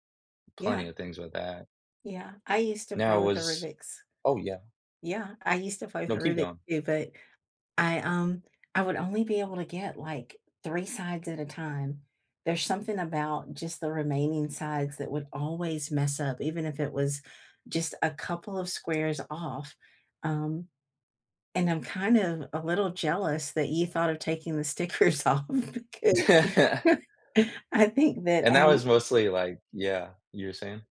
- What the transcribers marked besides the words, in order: other background noise; laughing while speaking: "stickers off because"; laugh; chuckle
- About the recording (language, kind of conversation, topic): English, unstructured, If you had a free afternoon, which childhood hobby would you revisit, and what memories would it bring?
- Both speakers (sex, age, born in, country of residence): female, 55-59, United States, United States; male, 20-24, United States, United States